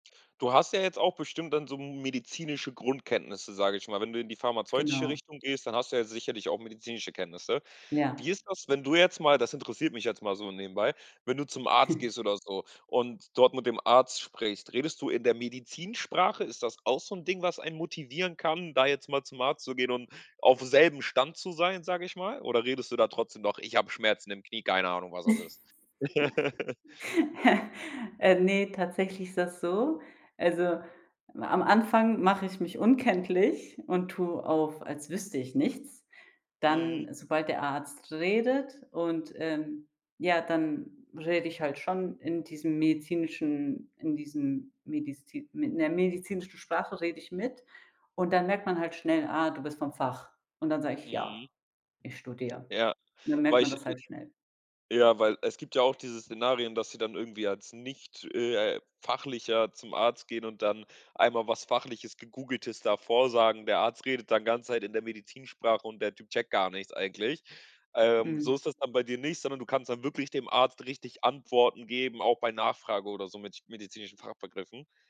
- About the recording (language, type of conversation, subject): German, podcast, Wie motivierst du dich beim Lernen, ganz ehrlich?
- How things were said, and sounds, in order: chuckle; put-on voice: "Ich hab Schmerzen im Knie, keine Ahnung, was das ist?"; giggle; laugh